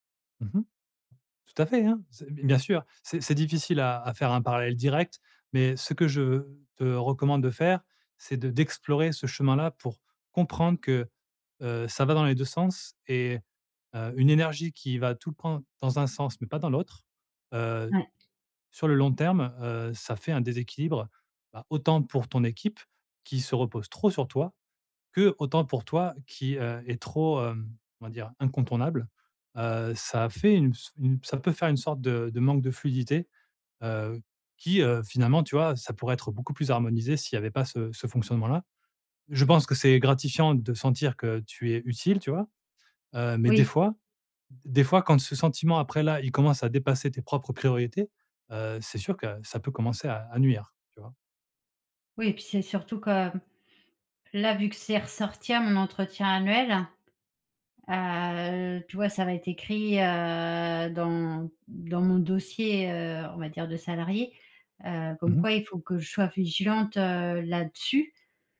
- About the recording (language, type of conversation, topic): French, advice, Comment puis-je refuser des demandes au travail sans avoir peur de déplaire ?
- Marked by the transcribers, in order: tapping; other background noise; drawn out: "heu"